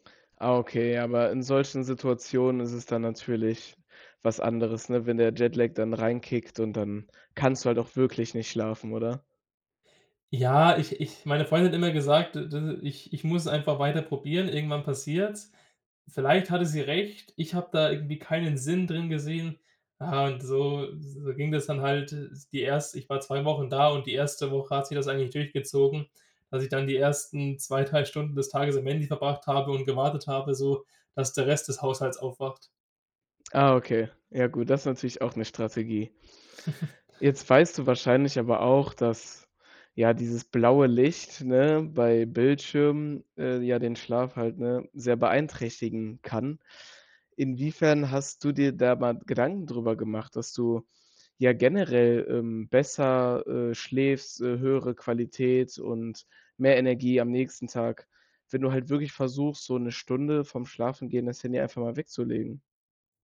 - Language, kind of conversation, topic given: German, podcast, Beeinflusst dein Smartphone deinen Schlafrhythmus?
- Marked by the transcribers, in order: chuckle